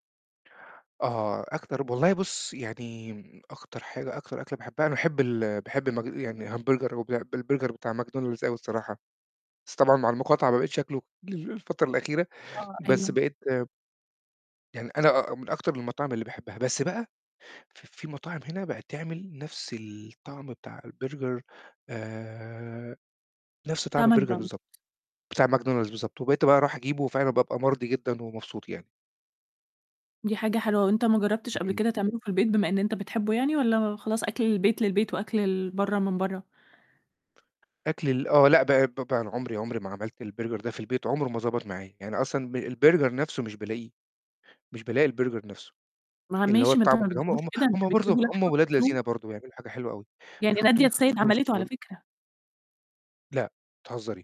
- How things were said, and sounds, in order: distorted speech; tapping
- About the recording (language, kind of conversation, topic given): Arabic, podcast, إيه أكتر أكلة بتهون عليك لما تكون مضايق أو زعلان؟